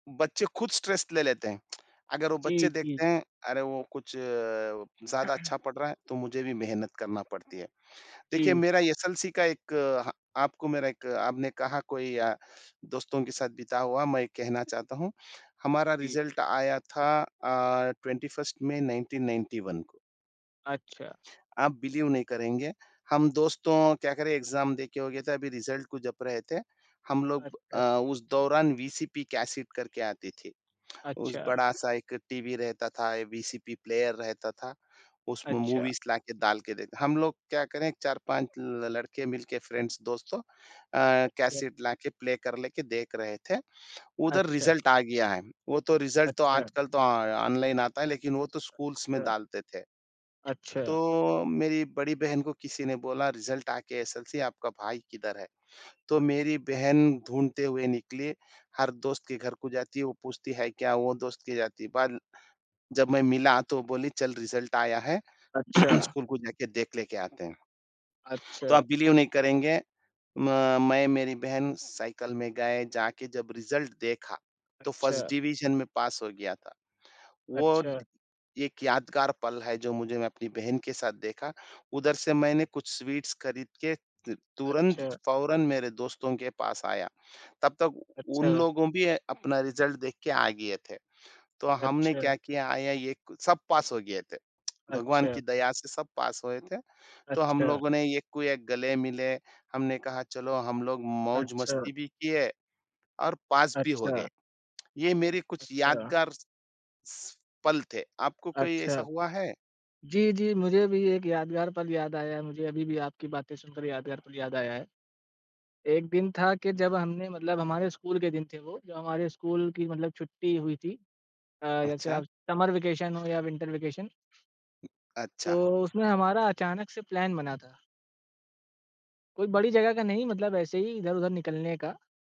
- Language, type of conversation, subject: Hindi, unstructured, दोस्तों के साथ बिताया गया आपका सबसे खास दिन कौन सा था?
- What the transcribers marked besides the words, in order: in English: "स्ट्रेस"; tapping; throat clearing; in English: "रिजल्ट"; in English: "ट्वेंटी फर्स्ट मे नाइन्टीन नाइन्टी वन"; in English: "बिलीव"; in English: "एग्ज़ाम"; in English: "रिजल्ट"; in English: "मूवीज़"; in English: "फ्रेंड्स"; in English: "प्ले"; in English: "रिजल्ट"; in English: "रिजल्ट"; in English: "स्कूल्स"; in English: "रिजल्ट"; in English: "रिजल्ट"; throat clearing; other background noise; in English: "बिलीव"; in English: "रिजल्ट"; in English: "फर्स्ट डिवीजन"; in English: "स्वीट्स"; in English: "रिजल्ट"; in English: "समर वैकैशन"; in English: "विन्टर वैकैशन"; in English: "प्लान"